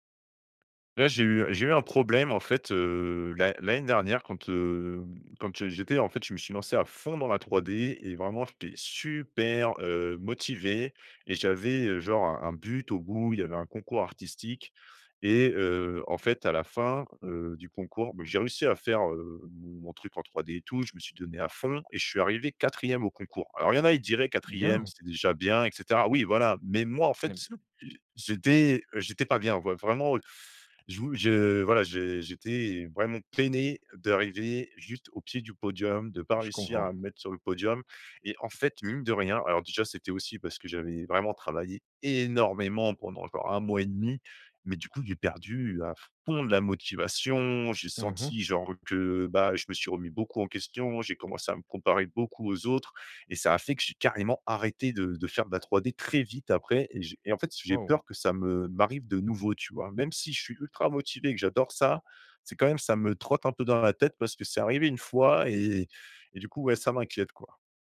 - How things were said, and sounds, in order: stressed: "super"; other background noise; teeth sucking; stressed: "peiné"; stressed: "énormément"; stressed: "motivation"
- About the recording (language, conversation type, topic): French, advice, Comment retrouver la motivation après un échec ou un revers ?